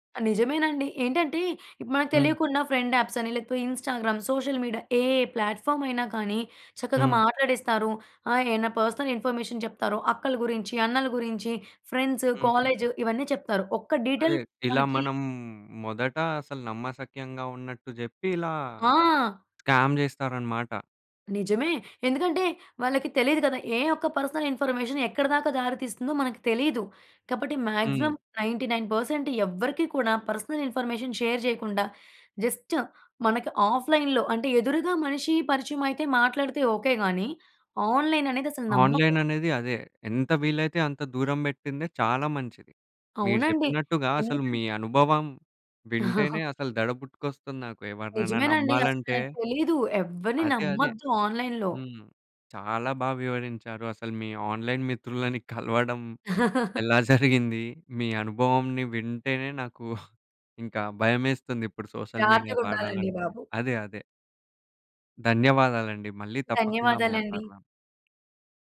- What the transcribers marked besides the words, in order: in English: "ఫ్రెండ్ యాప్స్"; in English: "ఇన్‌స్టాగ్రామ్, సోషల్ మీడియా"; in English: "ప్లాట్‍ఫామ్"; in English: "పర్సనల్ ఇన్ఫర్మేషన్"; in English: "ఫ్రెండ్స్, కాలేజ్"; other background noise; in English: "డీటెయిల్"; tapping; in English: "పర్సనల్ ఇన్ఫర్మేషన్"; in English: "మాక్సిమం నైన్టీ నైన్ పర్సెంట్"; in English: "పర్సనల్ ఇన్ఫర్మేషన్ షేర్"; in English: "జస్ట్"; in English: "ఆఫ్‌లైన్‌లో"; in English: "ఆన్‍లైన్"; in English: "ఆన్‍లైన్"; chuckle; in English: "ఆన్‌లై‌న్‌లో"; in English: "ఆన్‍లైన్"; chuckle; chuckle; in English: "సోషల్ మీడియా"
- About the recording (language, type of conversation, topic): Telugu, podcast, ఆన్‌లైన్‌లో పరిచయమైన మిత్రులను ప్రత్యక్షంగా కలవడానికి మీరు ఎలా సిద్ధమవుతారు?